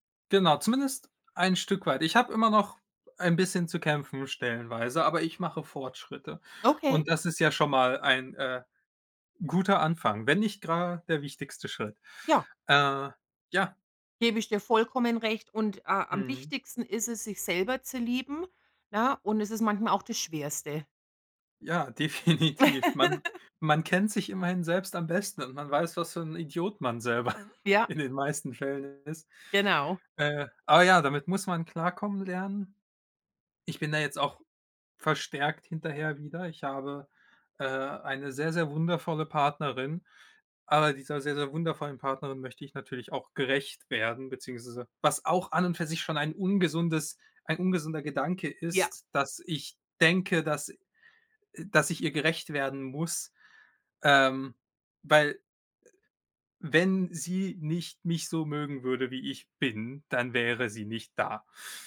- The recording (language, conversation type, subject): German, unstructured, Wie drückst du deine Persönlichkeit am liebsten aus?
- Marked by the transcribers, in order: other background noise; laughing while speaking: "definitiv"; laugh; laughing while speaking: "selber"